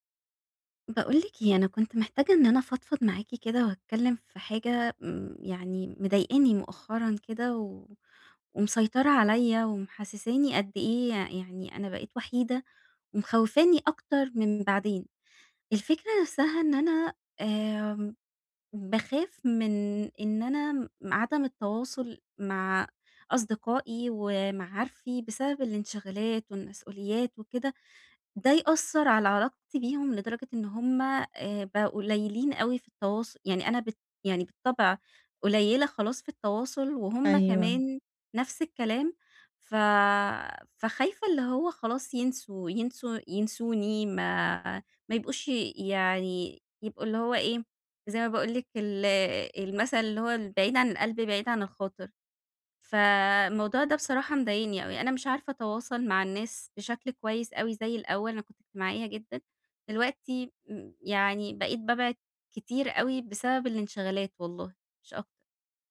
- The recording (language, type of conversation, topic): Arabic, advice, إزاي أقلّل استخدام الشاشات قبل النوم من غير ما أحس إني هافقد التواصل؟
- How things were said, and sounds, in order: none